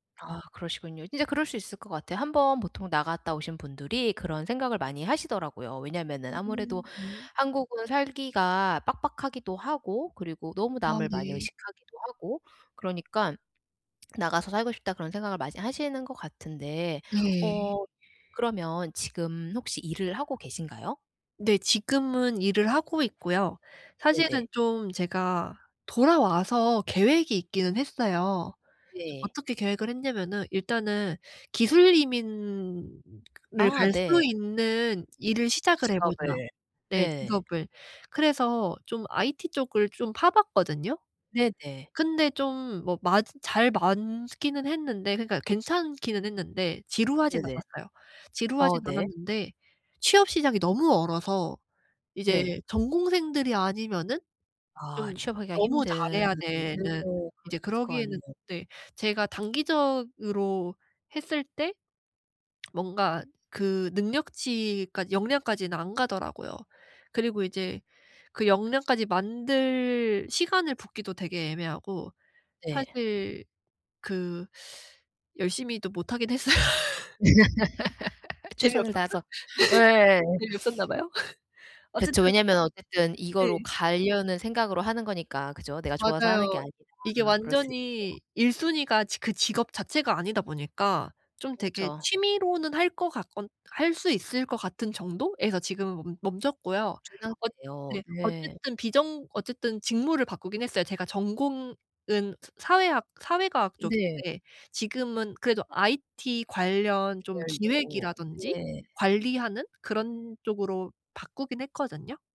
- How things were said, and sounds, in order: unintelligible speech; lip smack; tapping; "많기는" said as "만기는"; unintelligible speech; lip smack; teeth sucking; laughing while speaking: "했어요"; laugh; laugh
- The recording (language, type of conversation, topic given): Korean, advice, 중요한 인생 선택을 할 때 기회비용과 후회를 어떻게 최소화할 수 있을까요?